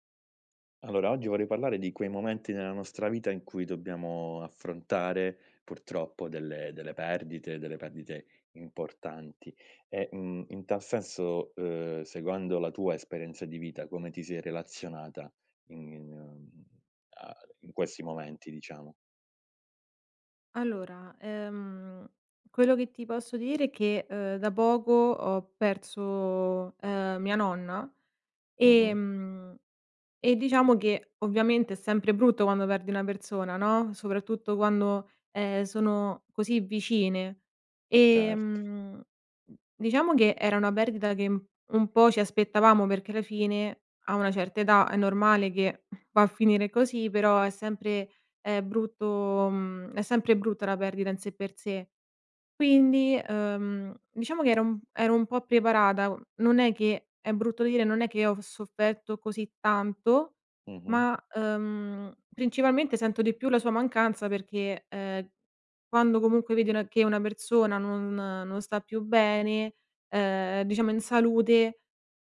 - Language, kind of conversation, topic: Italian, podcast, Cosa ti ha insegnato l’esperienza di affrontare una perdita importante?
- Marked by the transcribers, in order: "perso" said as "perzo"; "persona" said as "perzona"; "perdita" said as "berdida"; "persona" said as "perzona"